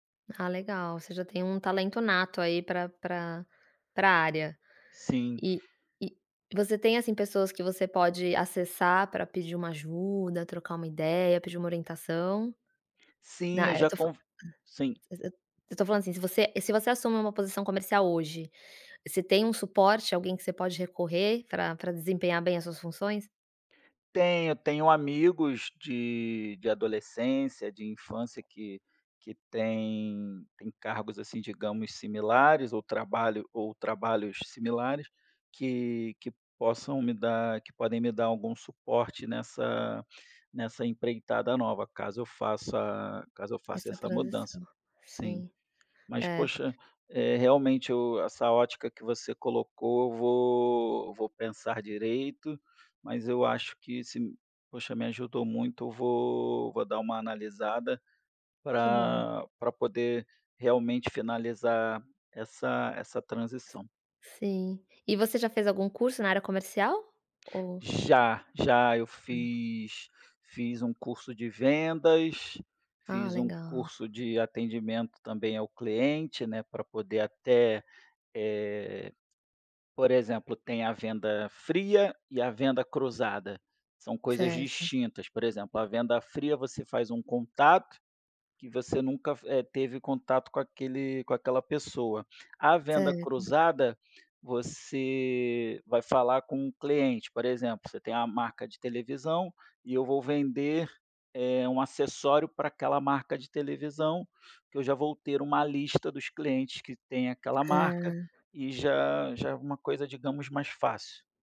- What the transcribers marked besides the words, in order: tapping; other noise; other background noise
- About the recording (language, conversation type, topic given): Portuguese, advice, Como posso lidar com o medo intenso de falhar ao assumir uma nova responsabilidade?